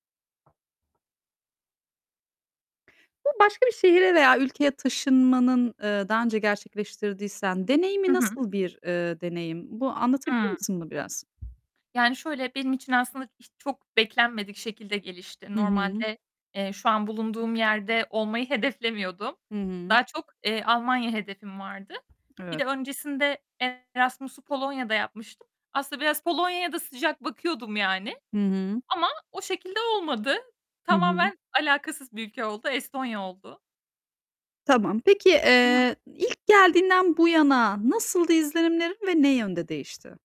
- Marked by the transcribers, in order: tapping; other background noise; distorted speech; static
- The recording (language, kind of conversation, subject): Turkish, podcast, Başka bir şehre veya ülkeye taşınma deneyimini anlatır mısın?